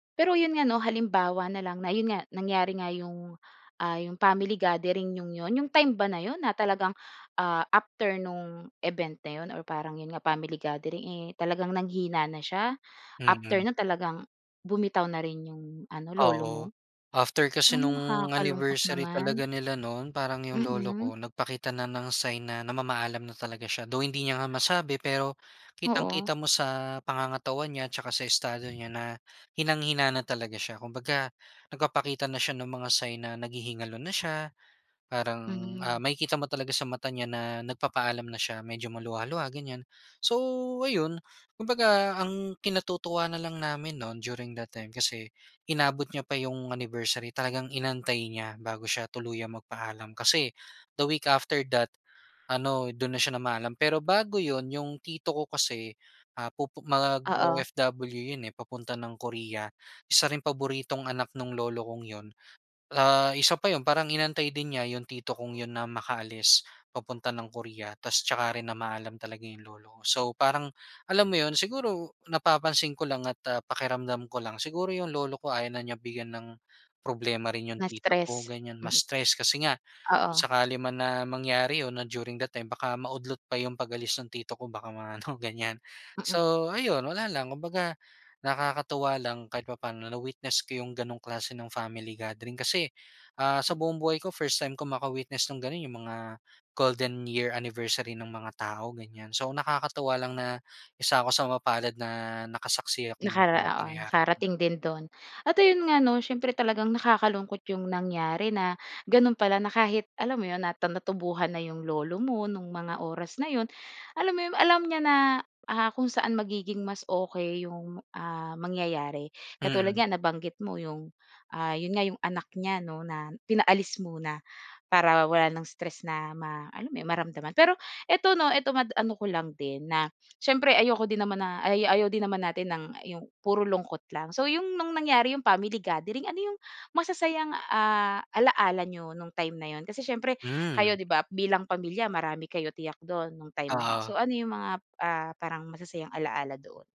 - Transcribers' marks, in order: stressed: "time"; tapping; in English: "during that time"; in English: "the week after that"; dog barking; in English: "during that time"; laughing while speaking: "ma-ano"; other background noise; anticipating: "So, 'yong nung nangyari 'yong family gathering, ano 'yong masasayang"
- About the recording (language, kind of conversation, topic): Filipino, podcast, Ano ang pinaka-hindi mo malilimutang pagtitipon ng pamilya o reunion?